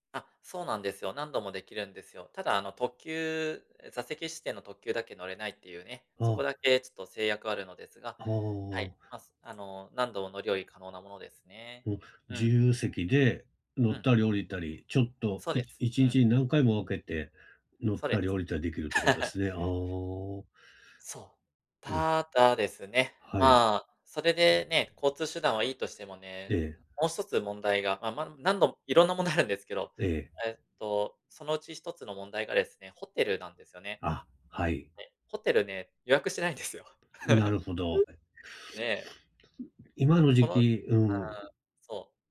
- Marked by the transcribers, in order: giggle; other background noise; tapping; chuckle; sniff; unintelligible speech
- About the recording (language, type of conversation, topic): Japanese, advice, 旅行の計画がうまくいかないのですが、どうすればいいですか？